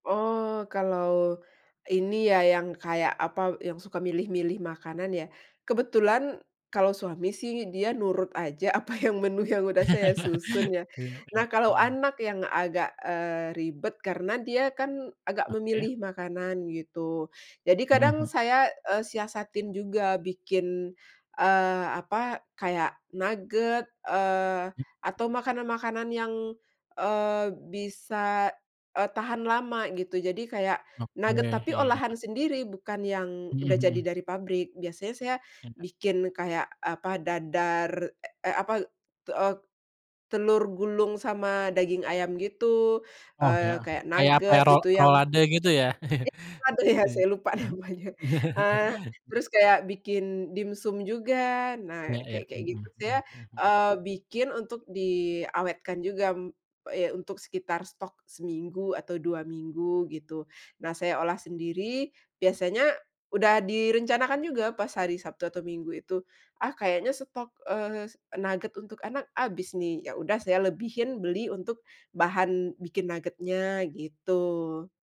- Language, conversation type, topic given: Indonesian, podcast, Bagaimana biasanya kamu menyiapkan makanan sehari-hari di rumah?
- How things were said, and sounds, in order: other background noise; laugh; chuckle